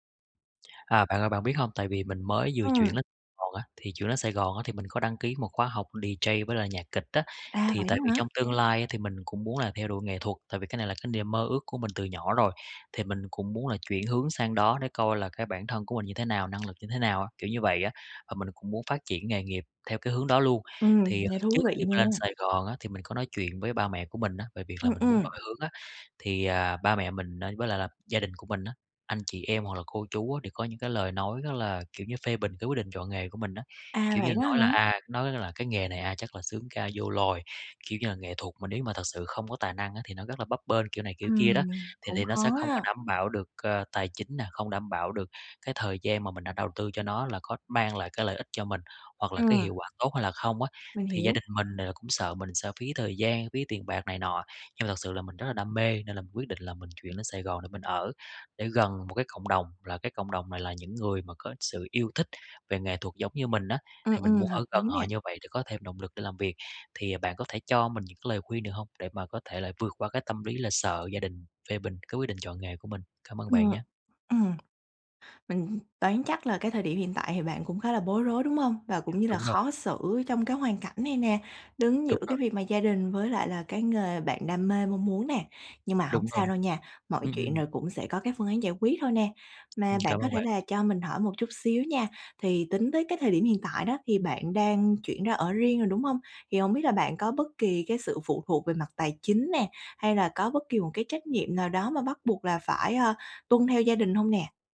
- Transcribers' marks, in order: tapping; unintelligible speech; in English: "D-J"; other background noise
- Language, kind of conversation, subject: Vietnamese, advice, Làm thế nào để nói chuyện với gia đình khi họ phê bình quyết định chọn nghề hoặc việc học của bạn?